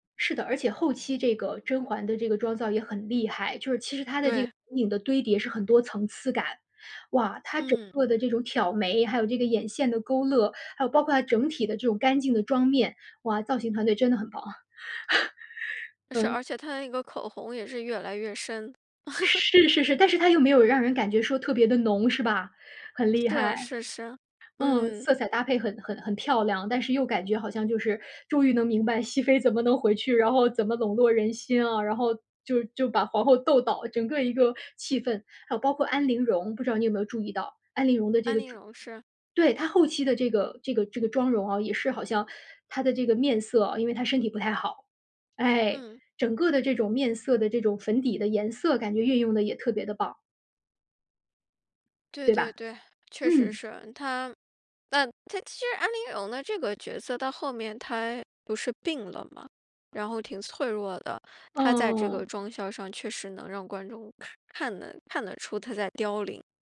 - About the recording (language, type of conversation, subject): Chinese, podcast, 你对哪部电影或电视剧的造型印象最深刻？
- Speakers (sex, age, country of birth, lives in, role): female, 35-39, China, United States, host; female, 40-44, China, United States, guest
- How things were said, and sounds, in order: laugh; laugh